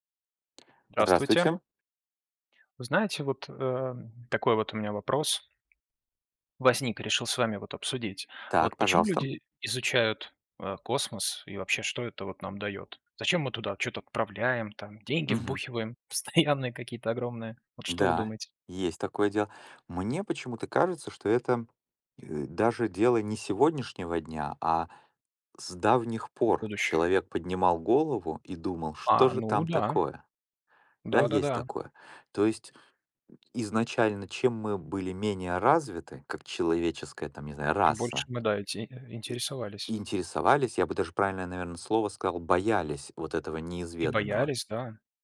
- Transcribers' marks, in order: tapping; laughing while speaking: "постоянные"
- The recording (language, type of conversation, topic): Russian, unstructured, Почему люди изучают космос и что это им даёт?